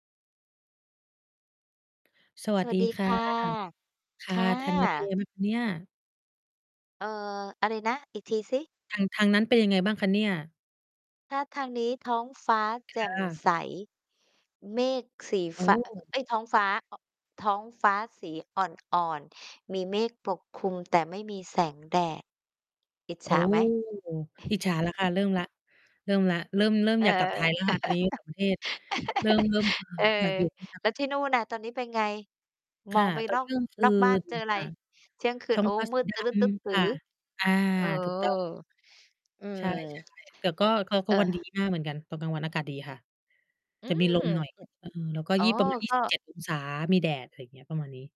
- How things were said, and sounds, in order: distorted speech; mechanical hum; chuckle; laugh; unintelligible speech
- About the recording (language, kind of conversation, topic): Thai, unstructured, คุณมีวิธีแสดงความรักต่อครอบครัวอย่างไร?